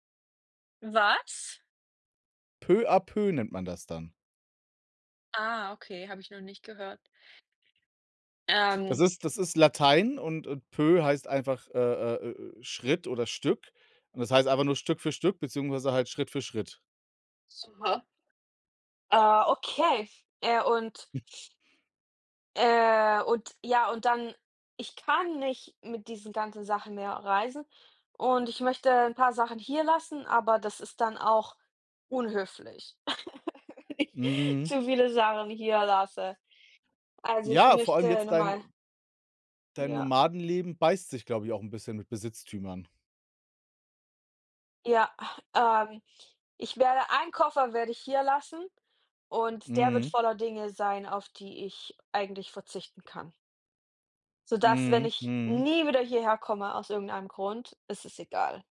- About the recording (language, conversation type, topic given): German, unstructured, Ist es in Ordnung, Lebensmittel wegzuwerfen, obwohl sie noch essbar sind?
- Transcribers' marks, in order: surprised: "Was?"; other noise; laugh